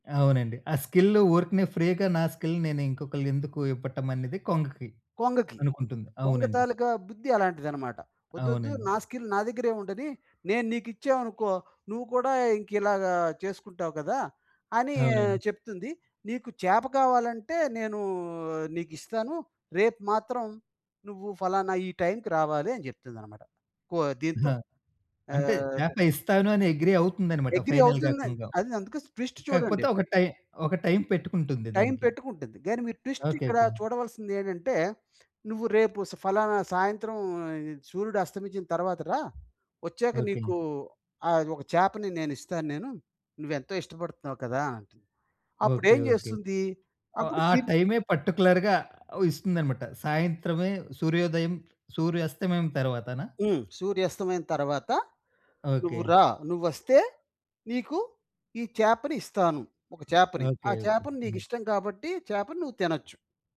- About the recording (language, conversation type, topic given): Telugu, podcast, మీరు కుటుంబ విలువలను కాపాడుకోవడానికి ఏ ఆచరణలను పాటిస్తారు?
- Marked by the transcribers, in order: in English: "ఫ్రీగా"; in English: "స్కిల్"; in English: "స్కిల్"; in English: "అగ్రీ"; in English: "అగ్రీ"; in English: "ఫైనల్‌గా"; in English: "ట్విస్ట్"; in English: "పర్టిక్యులర్‌గా"; other background noise